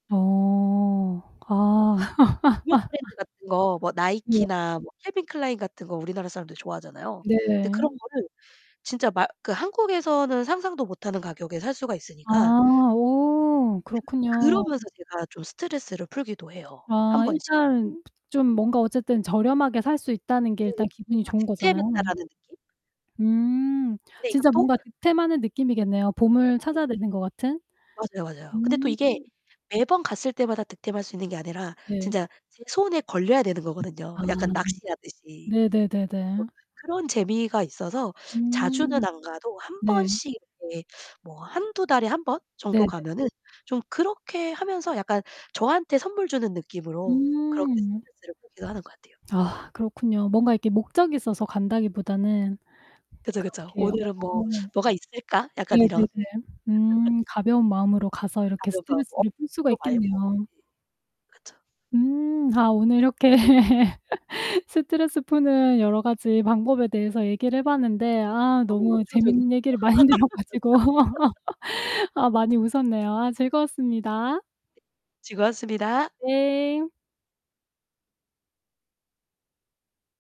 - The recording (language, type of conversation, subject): Korean, podcast, 스트레스를 풀 때 보통 어떻게 하세요?
- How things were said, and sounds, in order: distorted speech; unintelligible speech; laugh; other background noise; laugh; laughing while speaking: "이렇게"; laugh; laughing while speaking: "많이 들어 가지고"; laugh